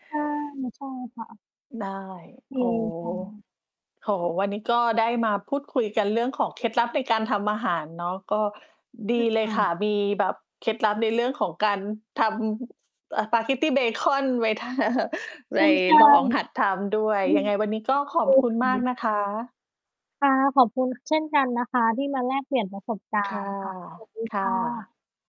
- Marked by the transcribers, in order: distorted speech; other noise; laughing while speaking: "ทา"; chuckle
- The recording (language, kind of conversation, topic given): Thai, unstructured, คุณมีเคล็ดลับอะไรในการทำอาหารให้อร่อยขึ้นบ้างไหม?